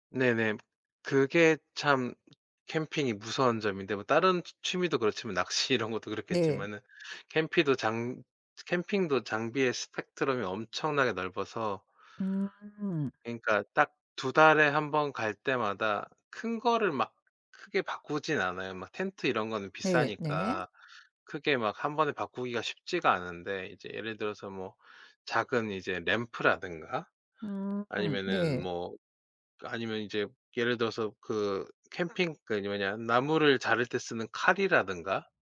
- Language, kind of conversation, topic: Korean, podcast, 취미를 오래 꾸준히 이어가게 해주는 루틴은 무엇인가요?
- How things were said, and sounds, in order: tapping; other background noise; "캠핑도" said as "캠피도"